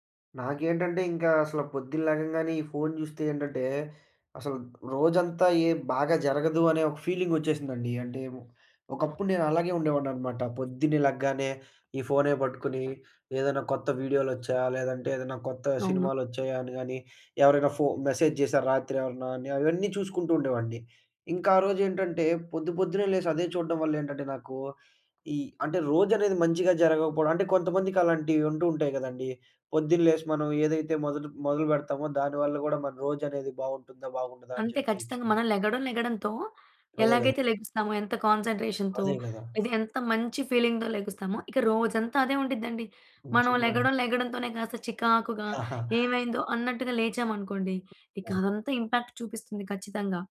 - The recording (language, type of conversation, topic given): Telugu, podcast, ఆన్‌లైన్ నోటిఫికేషన్లు మీ దినచర్యను ఎలా మార్చుతాయి?
- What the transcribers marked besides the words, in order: in English: "మెసేజ్"; in English: "కాన్సంట్రేషన్‌తో"; in English: "ఫీలింగ్‌తో"; chuckle; other background noise; in English: "ఇంపాక్ట్"